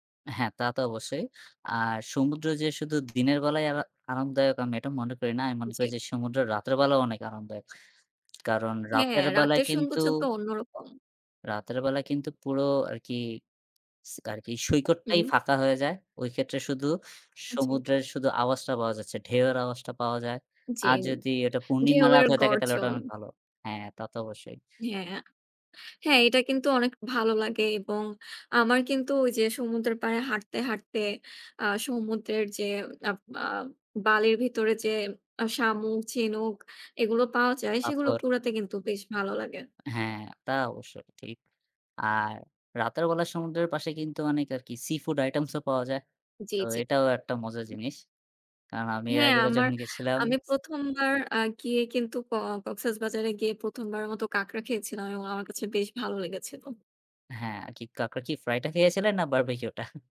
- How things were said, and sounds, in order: tapping; lip smack; other background noise; horn; laughing while speaking: "barbecue টা?"
- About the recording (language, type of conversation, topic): Bengali, unstructured, ছুটিতে অধিকাংশ মানুষ সমুদ্রসৈকত পছন্দ করে—আপনি কি সমুদ্রসৈকত পছন্দ করেন, কেন বা কেন নয়?